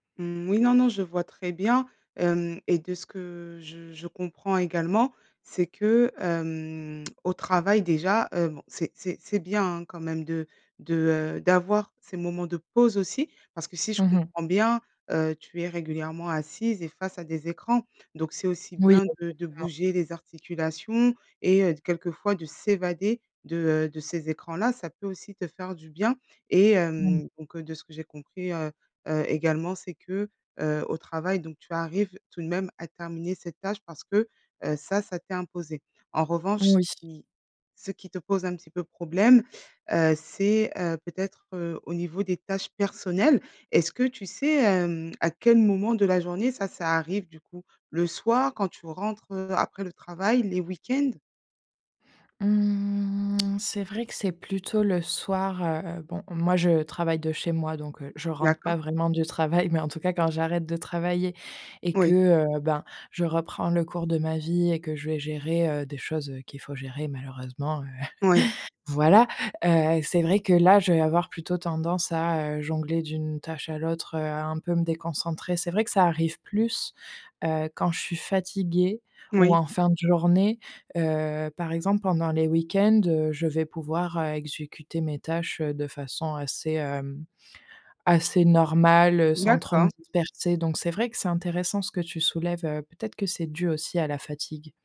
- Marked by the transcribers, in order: other background noise; drawn out: "Mmh"; tongue click; chuckle
- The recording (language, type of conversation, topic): French, advice, Quelles sont vos distractions les plus fréquentes et comment vous autosabotez-vous dans vos habitudes quotidiennes ?